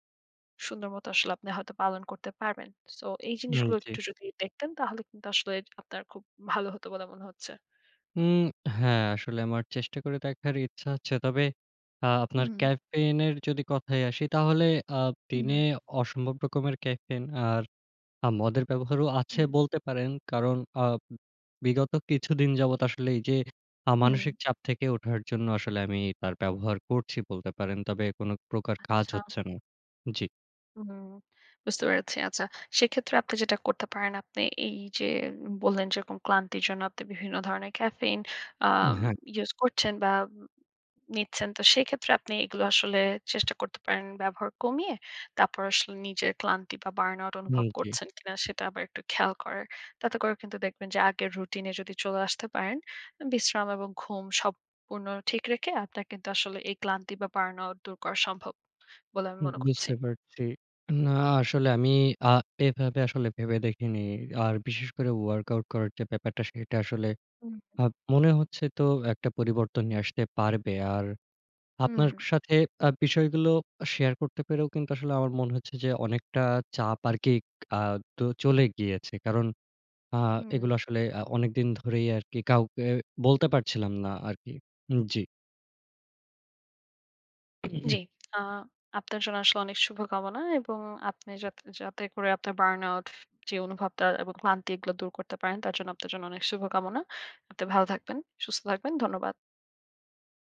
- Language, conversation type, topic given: Bengali, advice, সারা সময় ক্লান্তি ও বার্নআউট অনুভব করছি
- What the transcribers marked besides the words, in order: in English: "caffeine"; in English: "caffeine"; in English: "caffeine"; in English: "burn out"; in English: "burn out"; in English: "work out"; throat clearing; in English: "burn out"